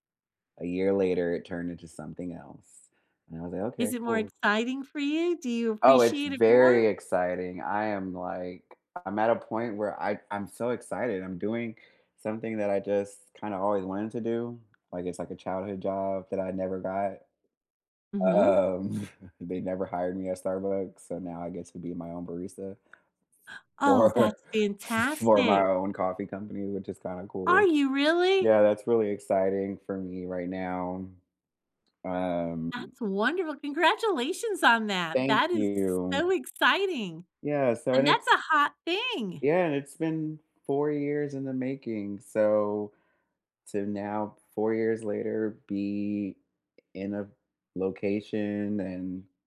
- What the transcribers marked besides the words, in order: laughing while speaking: "Um"; chuckle; gasp; laughing while speaking: "for"; surprised: "Are you really?"
- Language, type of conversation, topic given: English, unstructured, Do you think it’s okay to give up on a dream?
- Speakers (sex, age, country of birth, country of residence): female, 50-54, United States, United States; other, 30-34, United States, United States